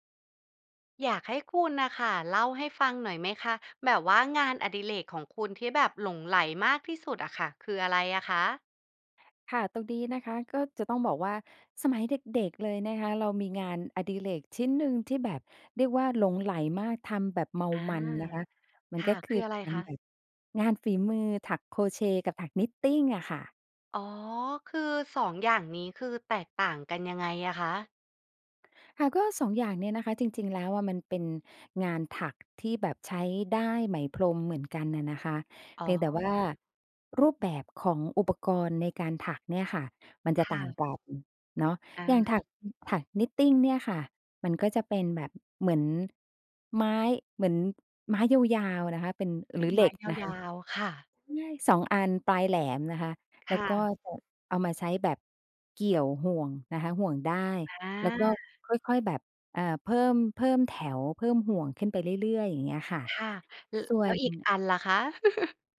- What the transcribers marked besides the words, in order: other background noise; tapping; background speech; chuckle
- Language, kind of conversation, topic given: Thai, podcast, งานอดิเรกที่คุณหลงใหลมากที่สุดคืออะไร และเล่าให้ฟังหน่อยได้ไหม?